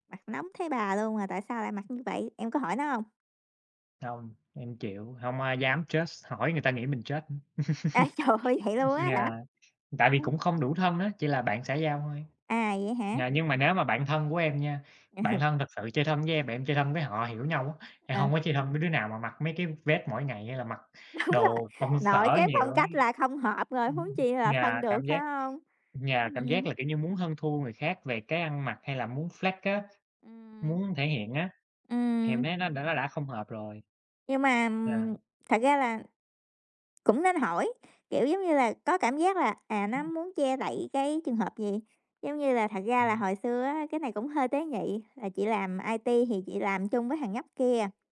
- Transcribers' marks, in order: in English: "judge"; in English: "judge"; chuckle; laughing while speaking: "trời ơi"; laughing while speaking: "Ừ"; laughing while speaking: "Đúng"; in English: "flex"
- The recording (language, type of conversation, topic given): Vietnamese, unstructured, Bạn thích mặc quần áo thoải mái hay chú trọng thời trang hơn?